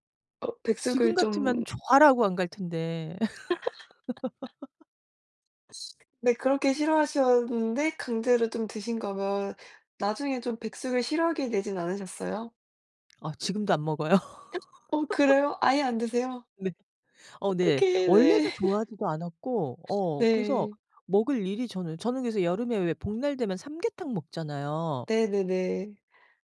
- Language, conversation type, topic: Korean, unstructured, 아이들에게 음식 취향을 강요해도 될까요?
- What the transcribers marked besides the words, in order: laugh; other background noise; gasp; laugh; laughing while speaking: "네"; laugh